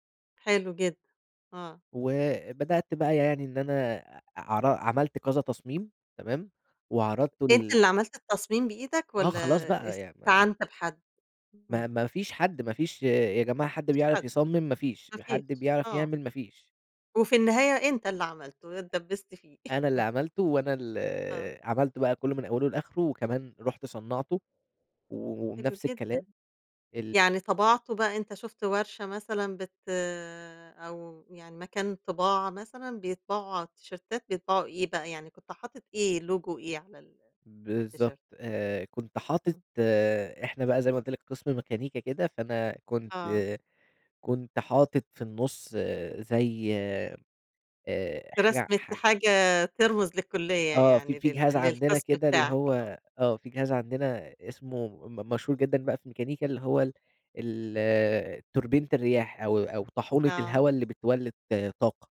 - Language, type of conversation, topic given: Arabic, podcast, إيه الحاجة اللي عملتها بإيدك وحسّيت بفخر ساعتها؟
- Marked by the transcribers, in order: tapping; chuckle; in English: "التيشيرتات"; in English: "لوجو"; in English: "التيشيرت؟"